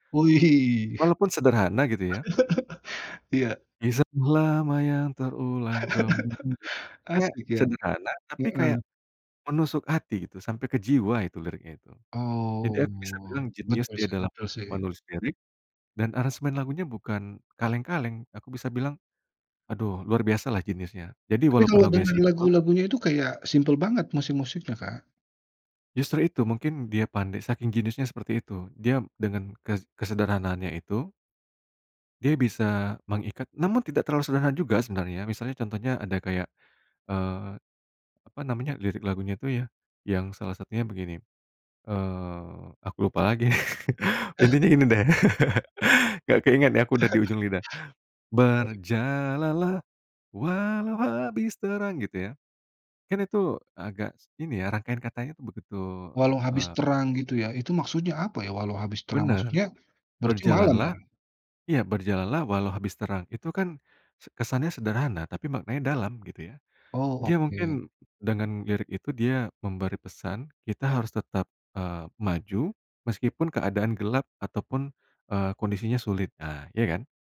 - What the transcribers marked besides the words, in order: laugh; singing: "Kisah lama yang terulang kembali"; laugh; chuckle; laughing while speaking: "intinya ini deh"; laugh; chuckle; singing: "Berjalan lah, walau habis terang"
- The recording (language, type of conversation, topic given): Indonesian, podcast, Siapa musisi lokal favoritmu?